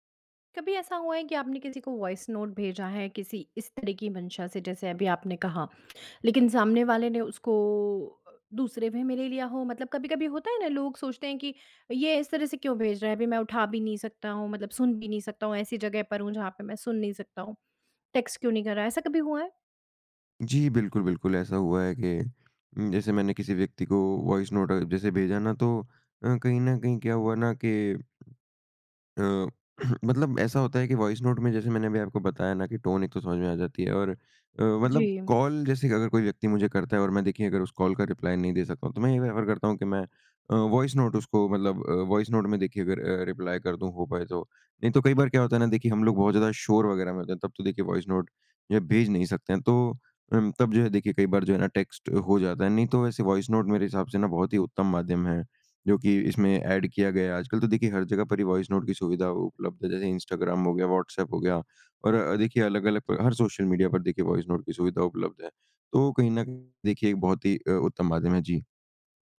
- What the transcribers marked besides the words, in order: in English: "वे"; in English: "टेक्स्ट"; throat clearing; in English: "रिप्लाई"; in English: "प्रेफ़र"; in English: "रिप्लाई"; in English: "टेक्स्ट"; in English: "ऐड"
- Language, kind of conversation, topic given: Hindi, podcast, आप आवाज़ संदेश और लिखित संदेश में से किसे पसंद करते हैं, और क्यों?